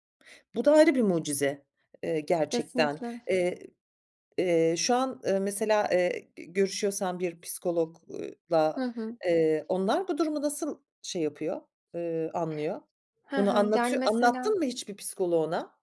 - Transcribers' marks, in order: other background noise
- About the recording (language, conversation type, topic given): Turkish, podcast, Hayatındaki en önemli dersi neydi ve bunu nereden öğrendin?